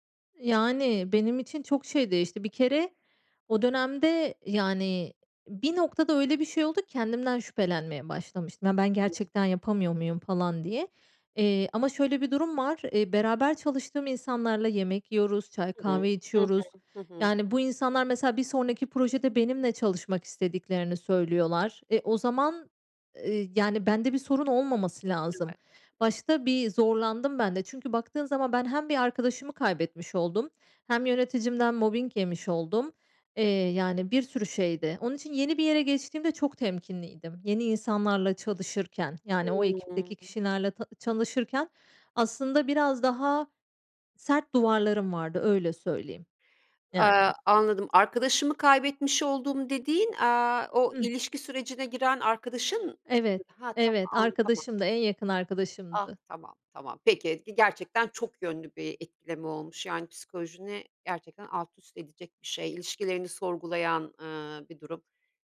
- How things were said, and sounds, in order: other background noise; unintelligible speech; in English: "mobbing"
- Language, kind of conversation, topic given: Turkish, podcast, İş değiştirmeye karar verirken seni en çok ne düşündürür?
- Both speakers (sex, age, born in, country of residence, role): female, 35-39, Turkey, Spain, guest; female, 50-54, Turkey, Italy, host